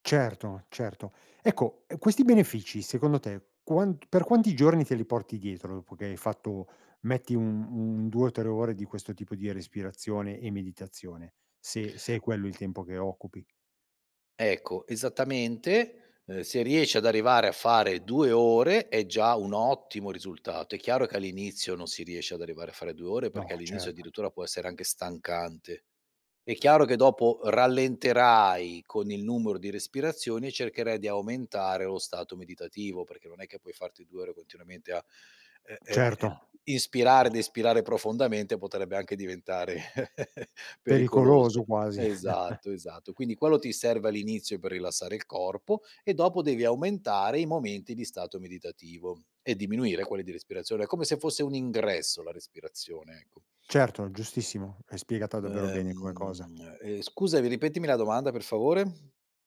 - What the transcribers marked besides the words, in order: tapping; other background noise; chuckle; chuckle; sniff; drawn out: "Ehm"
- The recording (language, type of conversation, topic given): Italian, podcast, Come puoi usare il respiro per restare calmo mentre sei immerso nella natura?